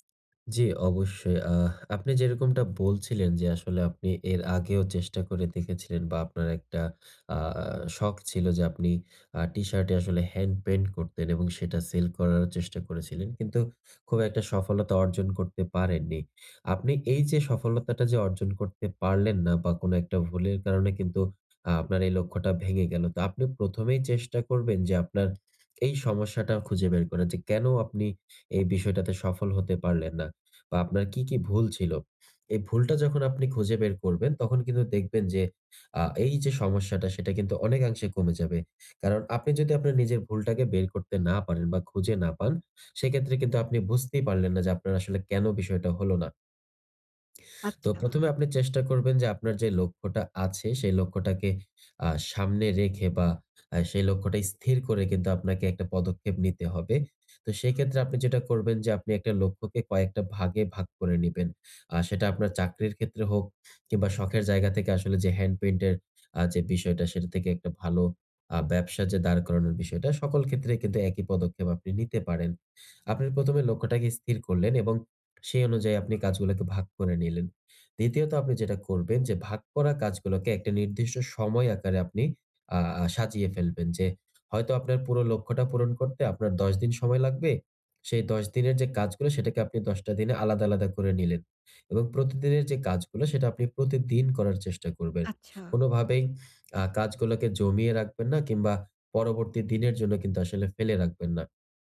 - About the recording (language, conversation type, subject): Bengali, advice, আমি কীভাবে ছোট সাফল্য কাজে লাগিয়ে মনোবল ফিরিয়ে আনব
- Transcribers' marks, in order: other background noise